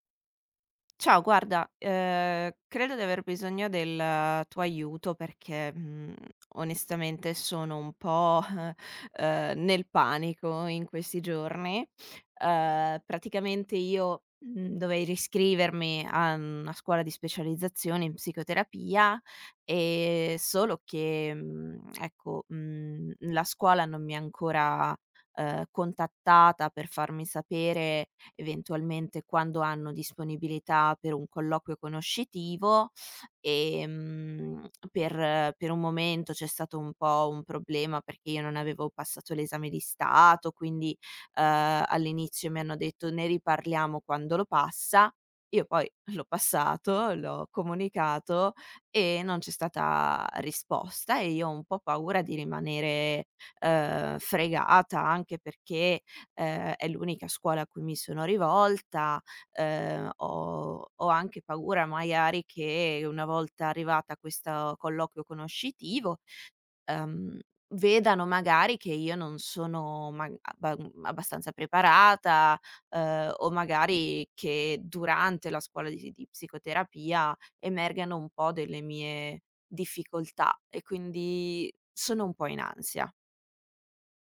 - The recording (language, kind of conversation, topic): Italian, advice, Come posso gestire l’ansia di fallire in un nuovo lavoro o in un progetto importante?
- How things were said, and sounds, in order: tapping; chuckle; lip smack; lip smack; chuckle; "magari" said as "maiari"